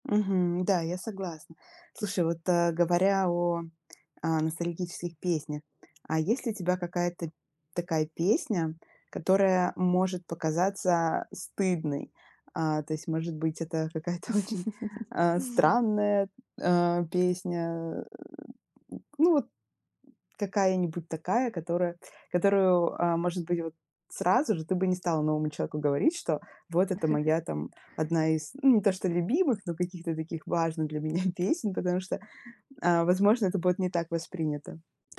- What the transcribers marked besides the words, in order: laugh; chuckle; laughing while speaking: "важных для меня"; tapping
- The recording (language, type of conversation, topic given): Russian, podcast, Какие песни вызывают у тебя ностальгию?